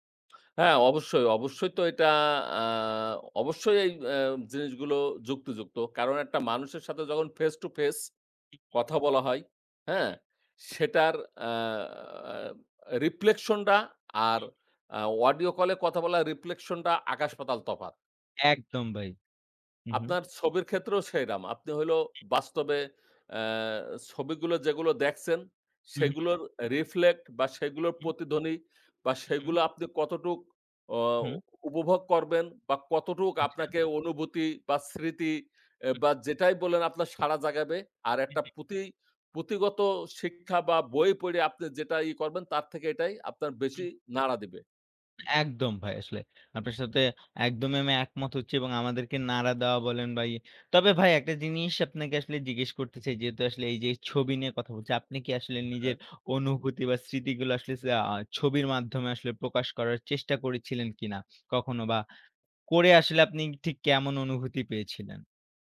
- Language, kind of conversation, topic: Bengali, unstructured, ছবির মাধ্যমে গল্প বলা কেন গুরুত্বপূর্ণ?
- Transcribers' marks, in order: other background noise; in English: "face to face"; "refelection টা" said as "রিপ্লেকশন্ডা"; "refelection টা" said as "রিপ্লেকশন্ডা"; in English: "রিফ্লেক্ট"